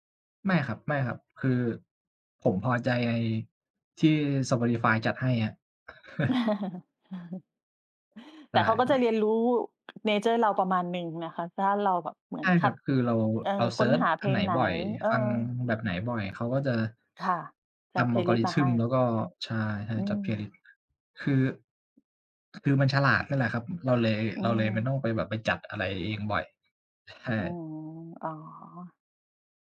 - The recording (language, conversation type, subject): Thai, unstructured, คุณชอบฟังเพลงระหว่างทำงานหรือชอบทำงานในความเงียบมากกว่ากัน และเพราะอะไร?
- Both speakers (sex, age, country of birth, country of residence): female, 40-44, Thailand, Sweden; male, 25-29, Thailand, Thailand
- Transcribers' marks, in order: chuckle; tapping; in English: "เนเชอร์"; in English: "Algorithm"